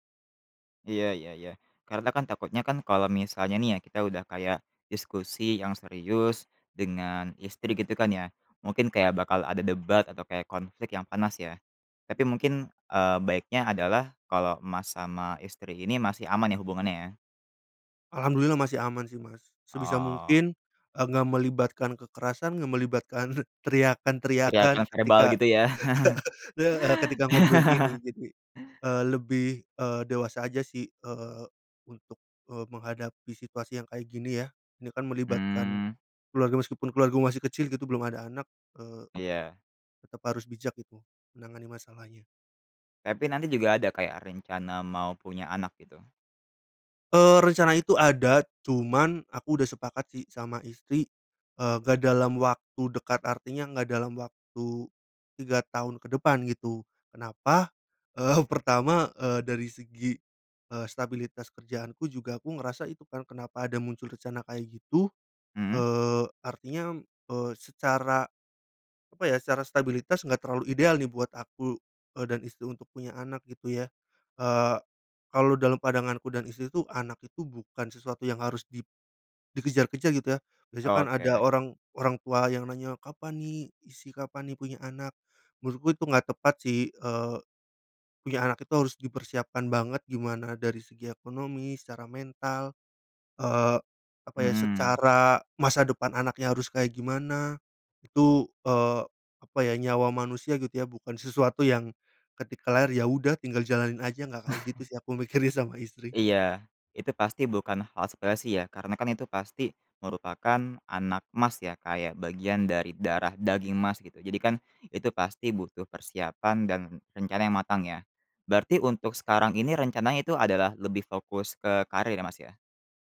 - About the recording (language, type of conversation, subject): Indonesian, podcast, Bagaimana cara menimbang pilihan antara karier dan keluarga?
- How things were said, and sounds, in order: chuckle; laughing while speaking: "Eee"; snort